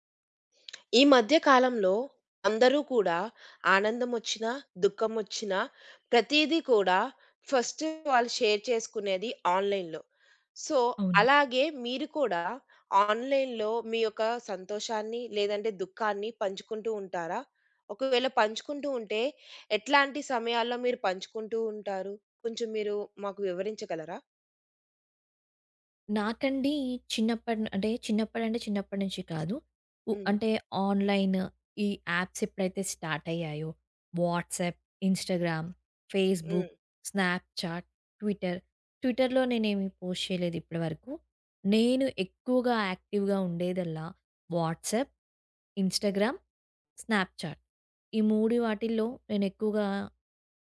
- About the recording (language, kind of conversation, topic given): Telugu, podcast, ఆన్‌లైన్‌లో పంచుకోవడం మీకు ఎలా అనిపిస్తుంది?
- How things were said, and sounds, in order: tapping; in English: "షేర్"; in English: "ఆన్‌లైన్‌లో. సో"; in English: "ఆన్‌లైన్‌లో"; other background noise; in English: "ఆన్‌లైన్"; in English: "యాప్స్"; in English: "స్టార్ట్"; in English: "వాట్సాప్, ఇన్‌స్టాగ్రామ్, ఫేస్‌బుక్, స్నాప్‌చాట్, ట్విట్టర్ ట్విట్టర్‌లో"; in English: "పోస్ట్"; in English: "యాక్టి‌వ్‌గా"; in English: "వాట్సాప్, ఇన్‌స్టాగ్రామ్, స్నాప్ చాట్"